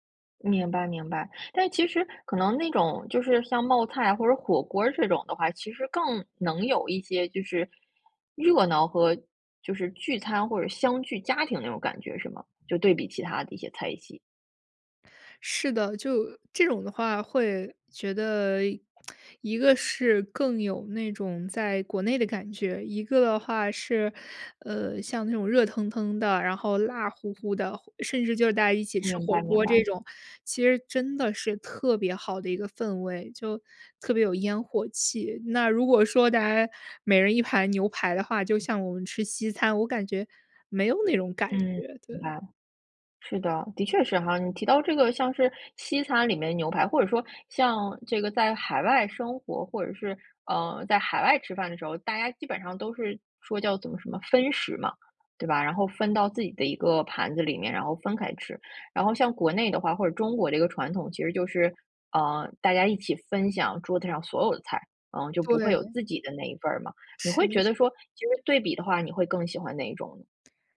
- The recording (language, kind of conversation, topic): Chinese, podcast, 你怎么看待大家一起做饭、一起吃饭时那种聚在一起的感觉？
- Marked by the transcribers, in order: other background noise; tsk